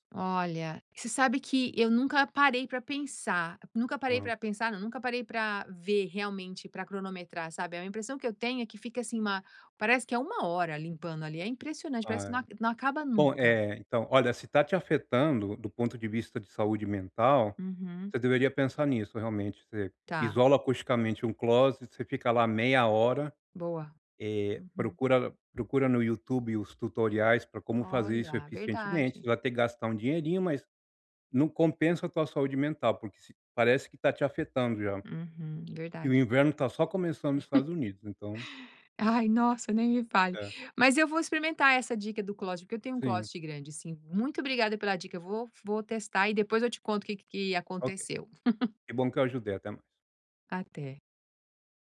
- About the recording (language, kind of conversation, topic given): Portuguese, advice, Como posso relaxar em casa com tantas distrações e barulho ao redor?
- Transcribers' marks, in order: laugh; giggle